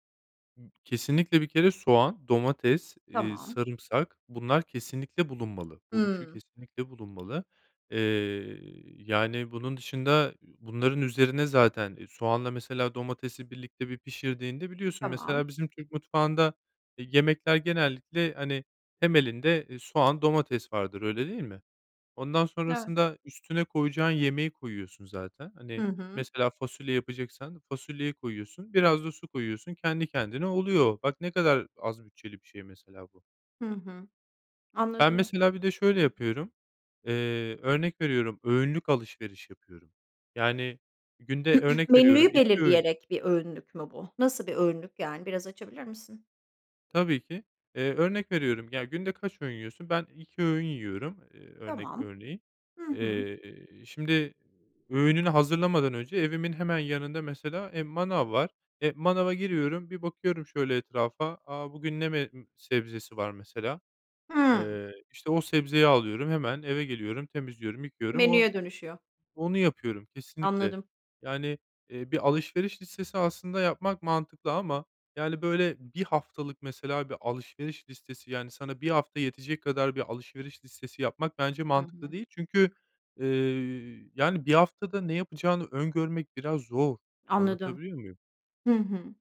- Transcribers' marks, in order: other noise; throat clearing; "Menüyü" said as "Menlüyü"
- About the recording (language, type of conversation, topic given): Turkish, podcast, Uygun bütçeyle lezzetli yemekler nasıl hazırlanır?